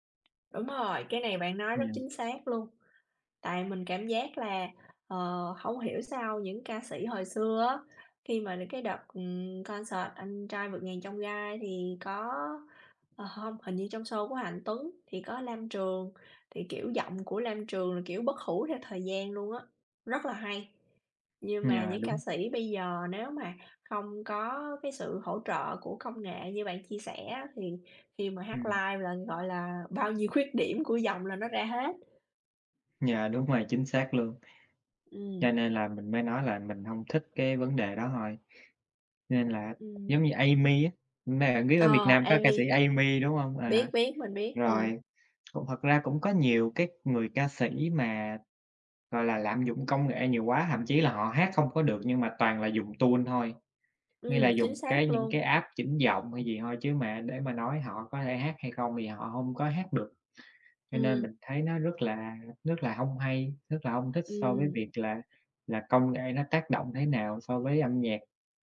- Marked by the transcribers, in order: tapping; in English: "concert"; in English: "live"; in English: "tune"; in English: "app"
- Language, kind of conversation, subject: Vietnamese, unstructured, Bạn thích đi dự buổi biểu diễn âm nhạc trực tiếp hay xem phát trực tiếp hơn?